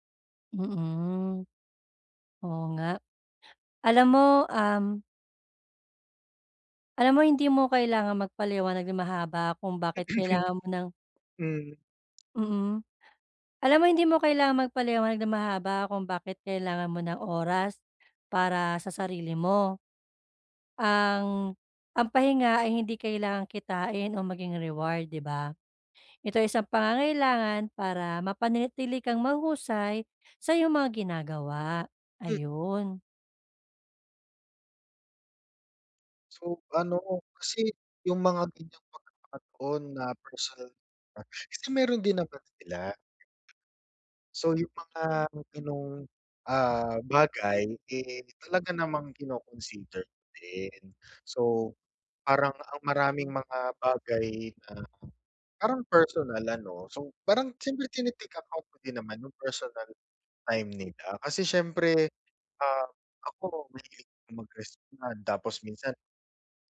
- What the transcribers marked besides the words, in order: chuckle; tapping; other background noise
- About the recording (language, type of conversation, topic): Filipino, advice, Paano ko mapoprotektahan ang personal kong oras mula sa iba?